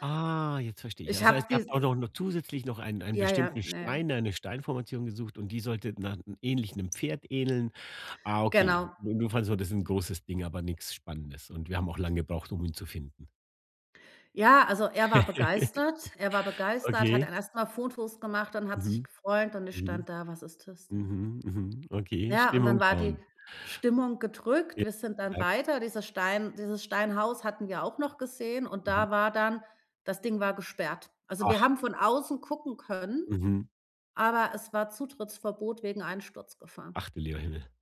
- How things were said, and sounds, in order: laugh; in English: "down"
- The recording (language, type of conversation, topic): German, podcast, Kannst du mir eine lustige Geschichte erzählen, wie du dich einmal verirrt hast?
- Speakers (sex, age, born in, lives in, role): female, 40-44, Germany, Germany, guest; male, 50-54, Germany, Germany, host